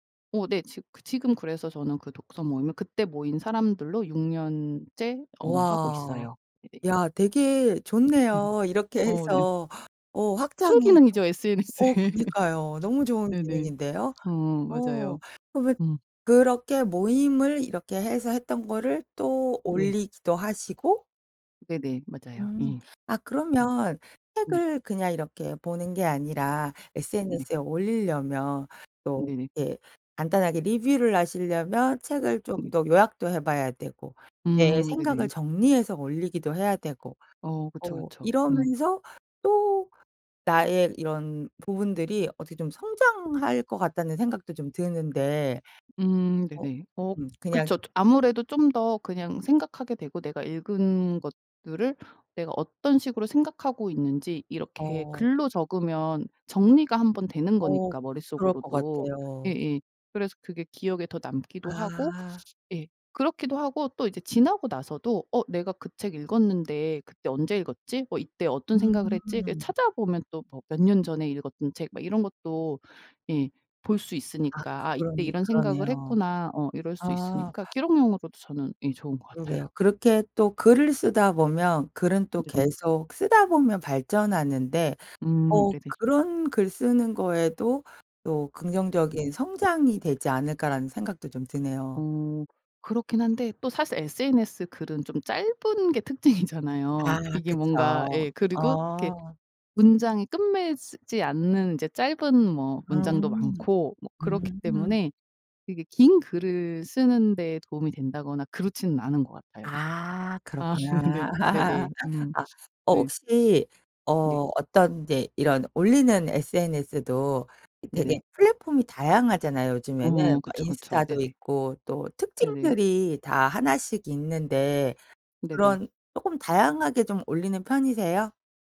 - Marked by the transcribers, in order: other background noise; laughing while speaking: "SNS의"; tapping; laughing while speaking: "특징이잖아요"; laugh; laughing while speaking: "네"
- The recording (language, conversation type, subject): Korean, podcast, 취미를 SNS에 공유하는 이유가 뭐야?